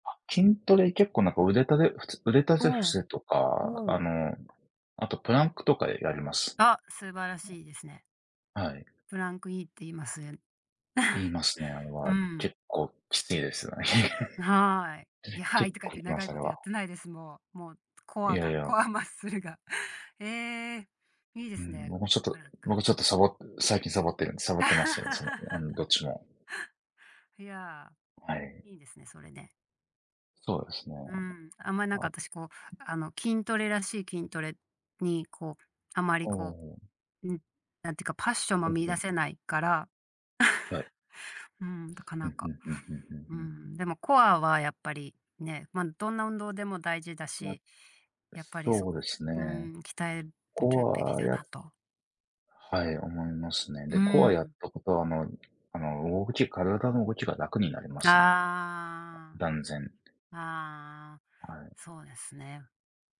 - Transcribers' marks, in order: chuckle; chuckle; other background noise; laugh; chuckle
- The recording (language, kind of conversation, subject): Japanese, unstructured, 運動をすると、どんな気持ちになりますか？